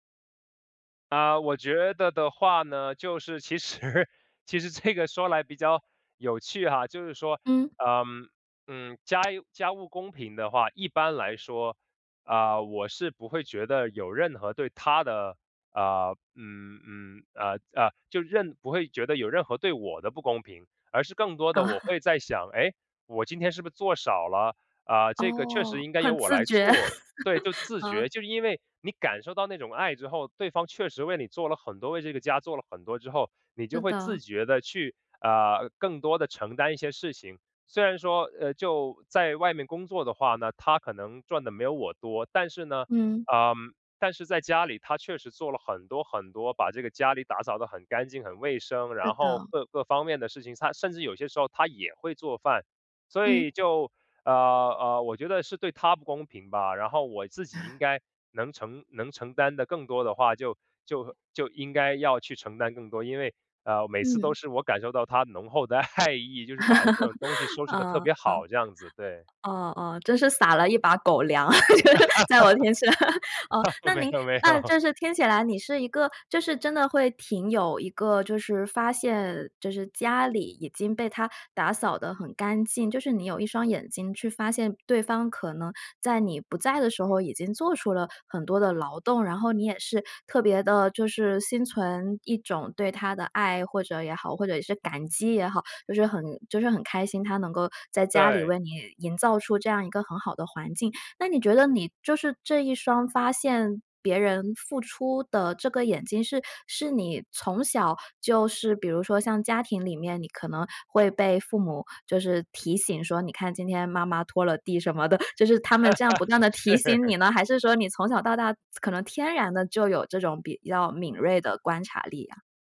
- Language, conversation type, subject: Chinese, podcast, 你会把做家务当作表达爱的一种方式吗？
- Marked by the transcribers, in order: laughing while speaking: "其实 其实这个说来"; laugh; laughing while speaking: "很自觉。 嗯"; laugh; laugh; other background noise; laughing while speaking: "爱意"; laugh; laughing while speaking: "狗粮，就是在我天上"; "身上" said as "天上"; laugh; laughing while speaking: "没有，没有"; laughing while speaking: "什么的"; laugh; laughing while speaking: "是"